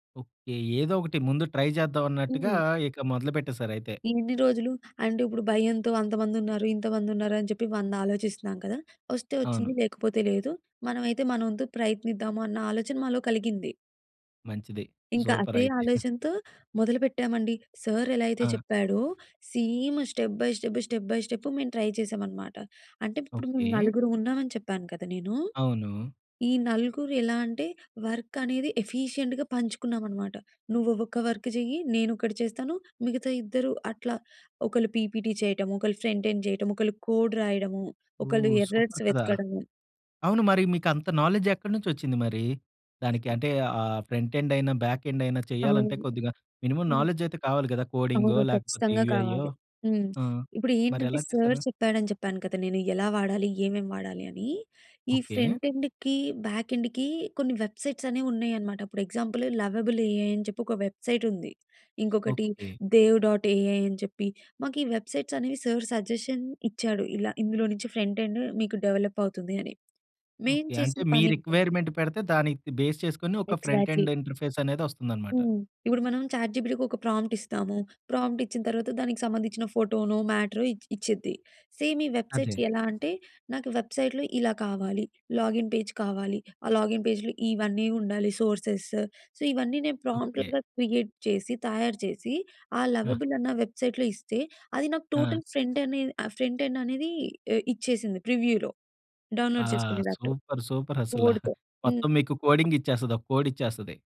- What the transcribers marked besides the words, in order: in English: "ట్రై"; giggle; in English: "సేమ్ స్టెప్ బై స్టెప్, స్టెప్ బై స్టెప్"; in English: "ట్రై"; in English: "వర్క్"; in English: "ఎఫిషియంట్‌గా"; in English: "వర్క్"; in English: "పీపీటీ"; in English: "ఫ్రంట్ ఎండ్"; in English: "కోడ్"; in English: "సూపర్"; in English: "ఎర్రర్స్"; in English: "నాలెడ్జ్"; tapping; in English: "ఫ్రంట్"; in English: "బ్యాక్"; in English: "మినిమమ్ నాలెడ్జ్"; in English: "ఫ్రంట్ ఎండ్‌కి, బ్యాక్ ఎండ్‌కి"; in English: "వెబ్‌సైట్స్"; in English: "ఎగ్జాంపుల్ 'లవబుల్ ఏఐ'"; in English: "దేవ్ డాట్ ఏఐ"; in English: "వెబ్సైట్స్"; in English: "సజెషన్"; in English: "ఫ్రంట్ ఎండ్"; in English: "డెవలప్"; in English: "రిక్వైర్మెంట్"; in English: "బేస్"; in English: "ఎగ్జా‌ట్‌లీ"; in English: "ఫ్రంట్ ఎండ్ ఇంటర్ఫేస్"; in English: "చాట్ జీపీటీకి"; in English: "ప్రాంప్ట్"; in English: "ప్రాంప్ట్"; in English: "సేమ్"; in English: "వెబ్‌సైట్స్"; in English: "వెబ్‌సై‌ట్‌లో"; in English: "లాగిన్ పేజ్"; in English: "లాగిన్ పేజ్‌లో"; in English: "సోర్సెస్ సో"; in English: "క్రియేట్"; in English: "లవబుల్"; in English: "వెబ్‌సైట్‌లో"; in English: "టోటల్ ఫ్రంట్"; in English: "ఫ్రంట్ ఎండ్"; in English: "ప్రివ్యూలో. డౌన్‌లోడ్"; in English: "సూపర్"; chuckle; in English: "కోడ్‌తో"
- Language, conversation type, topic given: Telugu, podcast, స్వీయాభివృద్ధిలో మార్గదర్శకుడు లేదా గురువు పాత్ర మీకు ఎంత ముఖ్యంగా అనిపిస్తుంది?